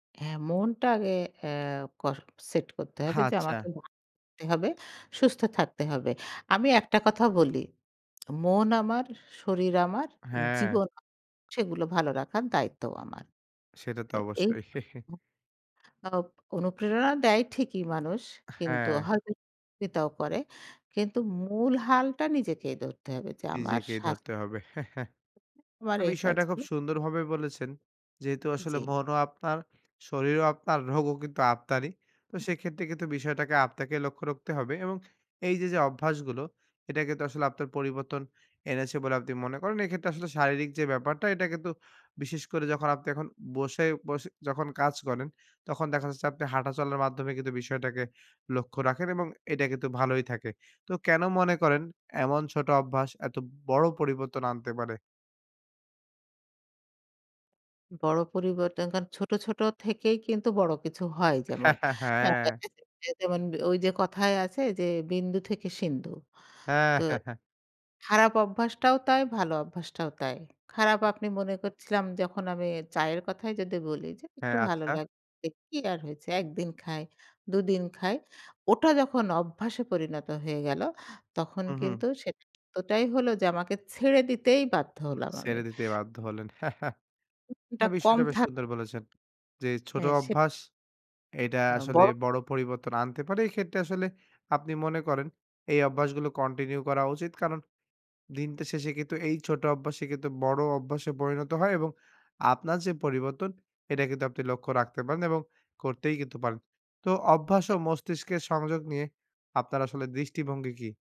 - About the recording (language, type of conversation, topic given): Bengali, podcast, স্বাস্থ্য বদলাতে আপনার কাছে কোন ছোট অভ্যাসটি সবচেয়ে কার্যকর হয়েছে?
- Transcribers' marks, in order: "আচ্ছা" said as "হাচ্ছা"; lip smack; other background noise; tapping; laughing while speaking: "অবশ্যই"; chuckle; unintelligible speech; chuckle; chuckle; laughing while speaking: "হ্যাঁ"; unintelligible speech; laughing while speaking: "হ্যাঁ, হ্যাঁ"; "ছেড়ে" said as "সেরে"; chuckle